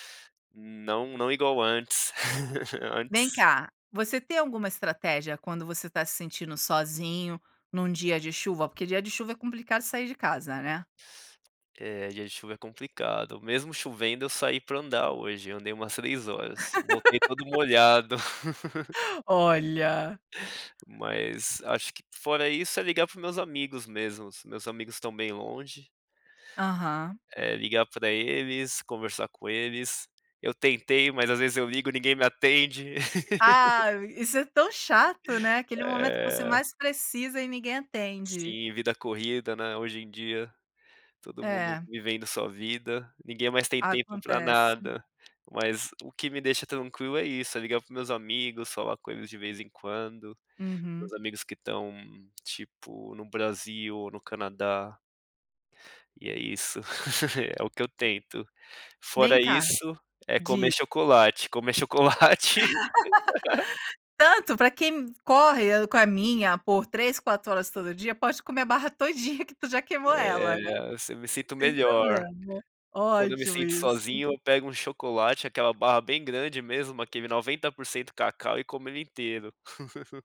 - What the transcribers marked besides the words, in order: laugh; chuckle; laugh; chuckle; laugh; laugh
- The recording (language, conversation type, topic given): Portuguese, podcast, Quando você se sente sozinho, o que costuma fazer?